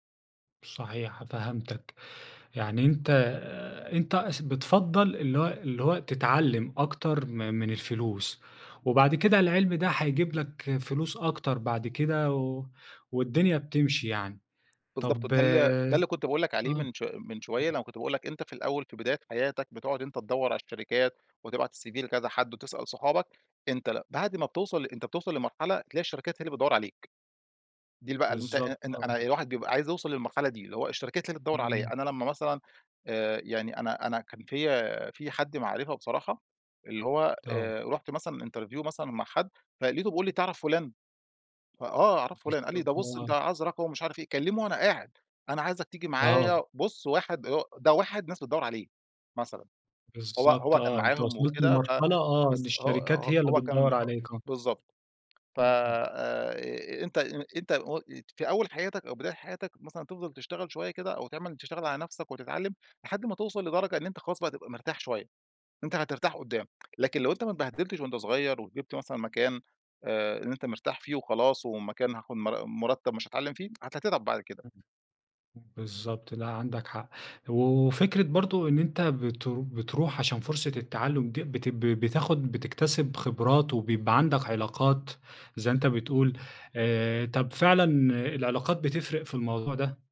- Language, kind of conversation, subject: Arabic, podcast, إزاي تختار بين راتب أعلى دلوقتي وفرصة تعلّم ونمو أسرع؟
- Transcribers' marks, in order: in English: "الCV"; in English: "interview"; tapping